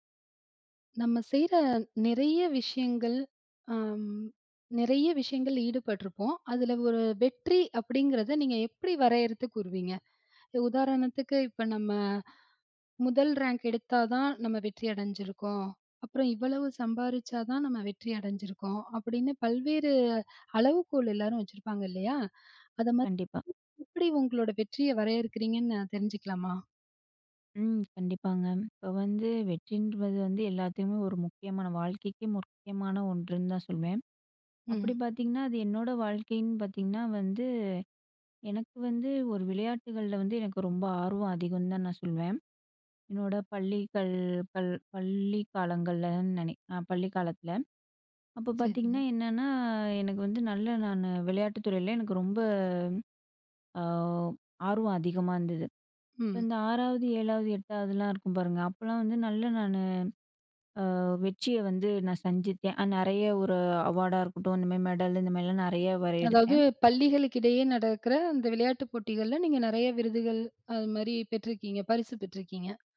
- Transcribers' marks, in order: other background noise; "வெற்றிங்கிறது" said as "வெற்றின்டுவது"; "எல்லாத்துக்குமே" said as "எல்லாத்தையுமே"; drawn out: "பள்ளி"; "சந்தித்தேன்" said as "சஞ்சித்தேன்"; in English: "அவார்டா"; in English: "மெடலு"
- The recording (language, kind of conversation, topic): Tamil, podcast, நீ உன் வெற்றியை எப்படி வரையறுக்கிறாய்?